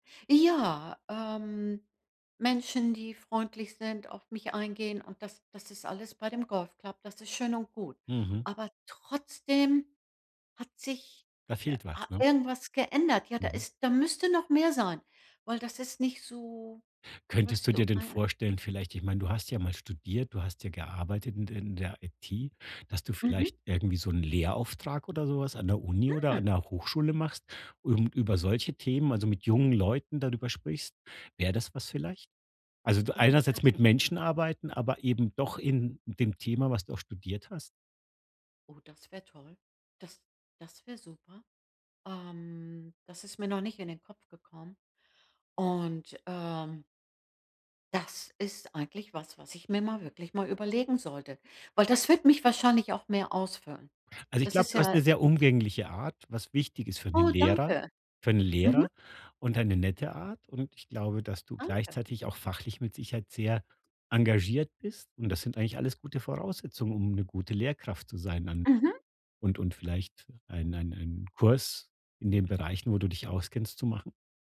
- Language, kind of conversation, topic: German, advice, Wie kann ich herausfinden, ob sich meine Lebensziele verändert haben?
- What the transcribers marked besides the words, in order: joyful: "Hm"